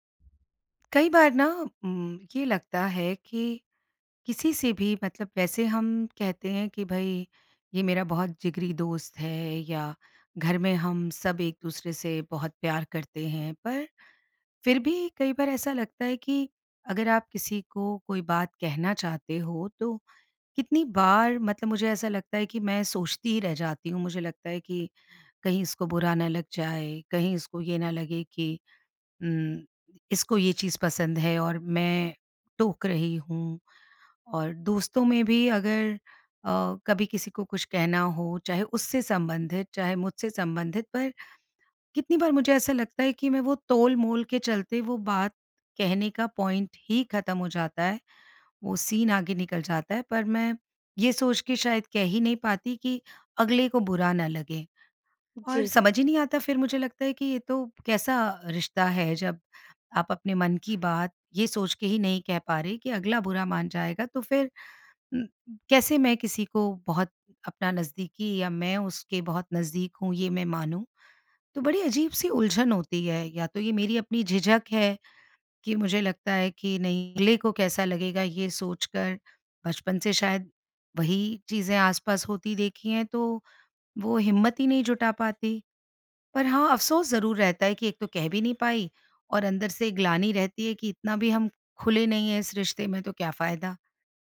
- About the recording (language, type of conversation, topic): Hindi, advice, नाज़ुक बात कैसे कहूँ कि सामने वाले का दिल न दुखे?
- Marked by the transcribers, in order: in English: "पॉइंट"; in English: "सीन"